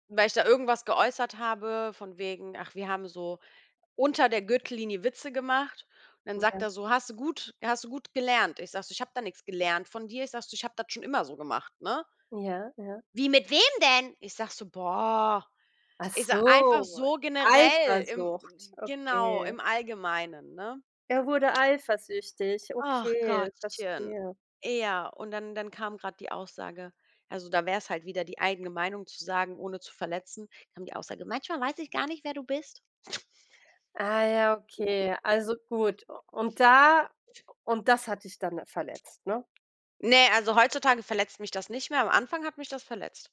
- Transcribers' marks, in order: put-on voice: "Wie mit wem denn?"; tapping; put-on voice: "Manchmal weiß ich gar nicht, wer du bist"; snort; giggle; other background noise
- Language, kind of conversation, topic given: German, unstructured, Wie kannst du deine Meinung sagen, ohne jemanden zu verletzen?